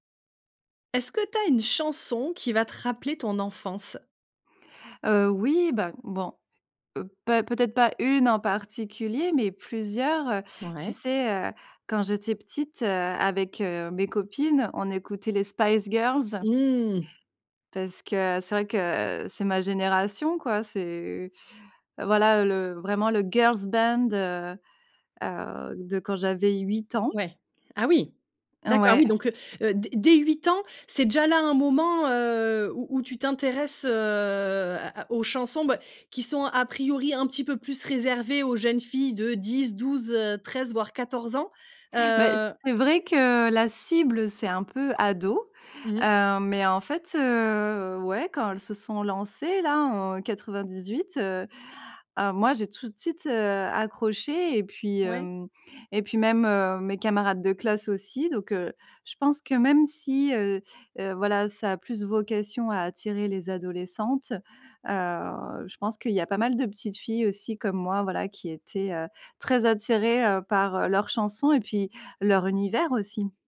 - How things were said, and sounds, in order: put-on voice: "girls band"; in English: "girls band"
- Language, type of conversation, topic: French, podcast, Quelle chanson te rappelle ton enfance ?